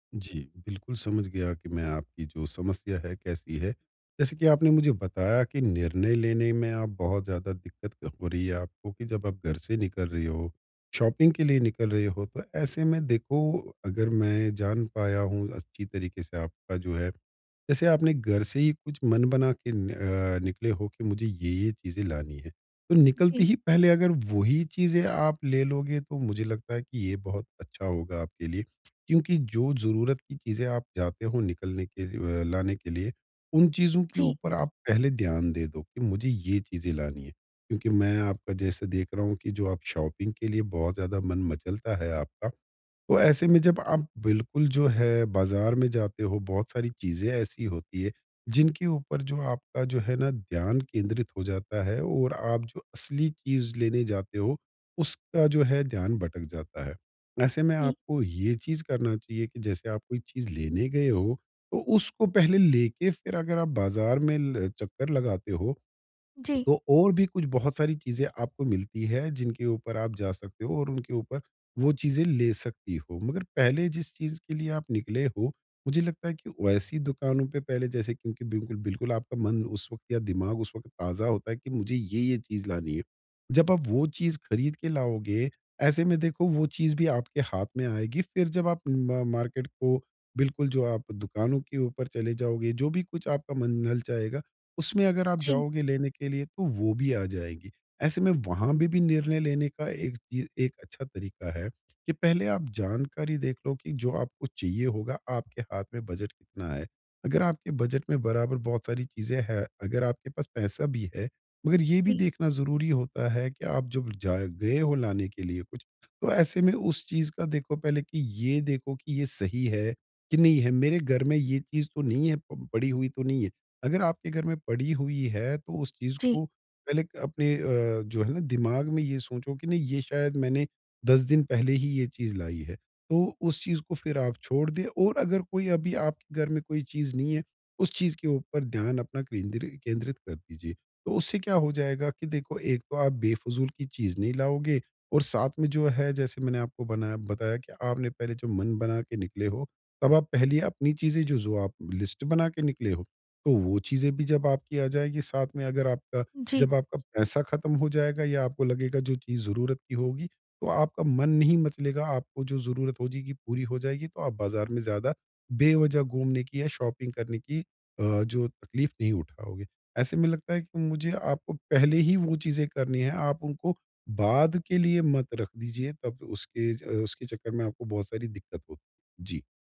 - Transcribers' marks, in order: in English: "शॉपिंग"; in English: "शॉपिंग"; in English: "मार्केट"; in English: "बजट"; in English: "बजट"; in English: "लिस्ट"; in English: "शॉपिंग"
- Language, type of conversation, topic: Hindi, advice, शॉपिंग करते समय सही निर्णय कैसे लूँ?